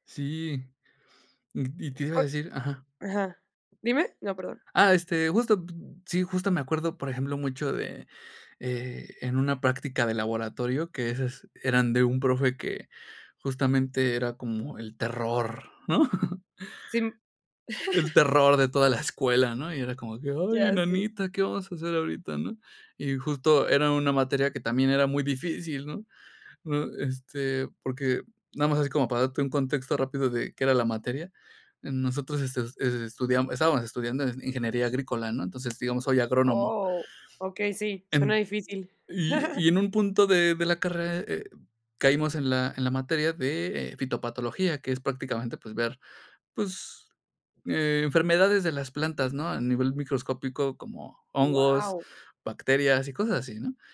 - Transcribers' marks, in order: chuckle; chuckle; chuckle
- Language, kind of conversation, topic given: Spanish, podcast, ¿Prefieres colaborar o trabajar solo cuando haces experimentos?